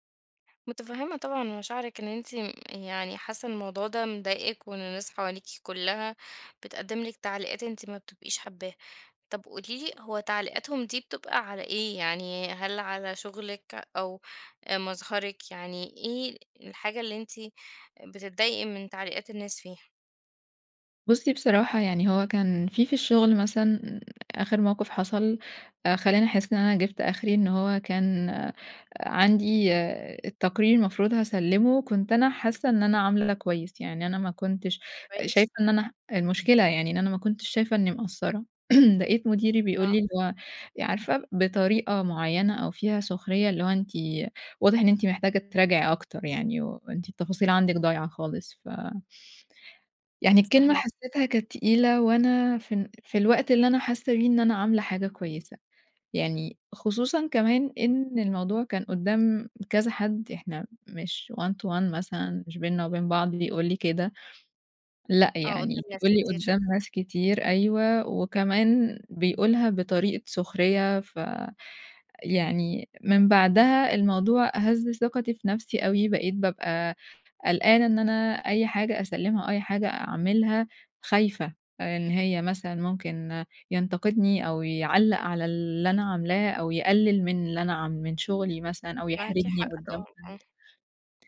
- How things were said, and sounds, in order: throat clearing; in English: "one to one"
- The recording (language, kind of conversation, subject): Arabic, advice, إزاي الانتقاد المتكرر بيأثر على ثقتي بنفسي؟
- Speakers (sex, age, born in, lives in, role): female, 20-24, Egypt, Egypt, user; female, 30-34, Egypt, Romania, advisor